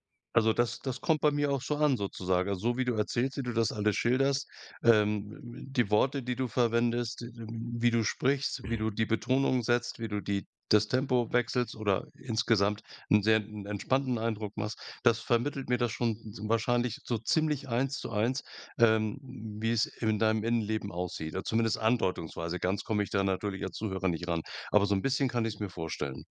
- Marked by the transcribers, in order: unintelligible speech; unintelligible speech; unintelligible speech
- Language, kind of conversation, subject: German, podcast, Welcher Ort hat dir innere Ruhe geschenkt?